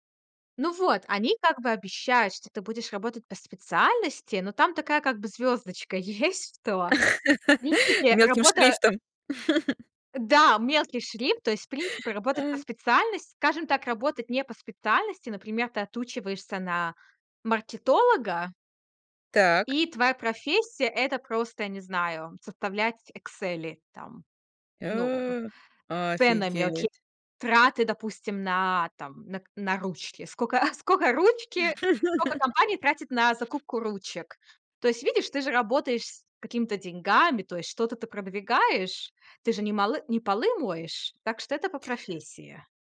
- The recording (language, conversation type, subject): Russian, podcast, Чему научила тебя первая серьёзная ошибка?
- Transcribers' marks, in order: laugh; laughing while speaking: "есть"; chuckle; chuckle; laugh